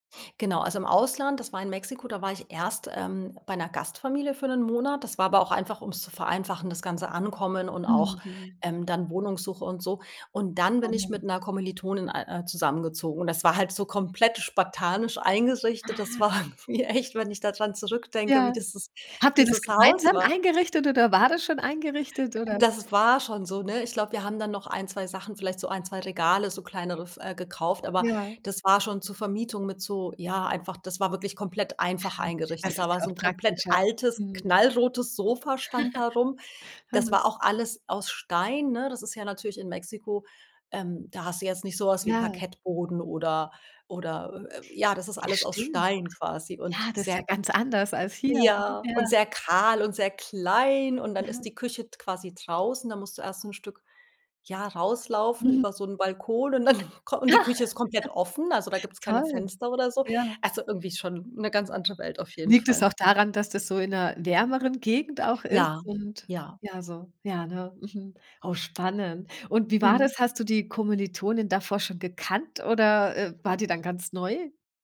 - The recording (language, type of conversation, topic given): German, podcast, Wann hast du dich zum ersten Mal wirklich zu Hause gefühlt?
- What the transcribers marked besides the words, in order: laughing while speaking: "mir echt"; chuckle; chuckle; chuckle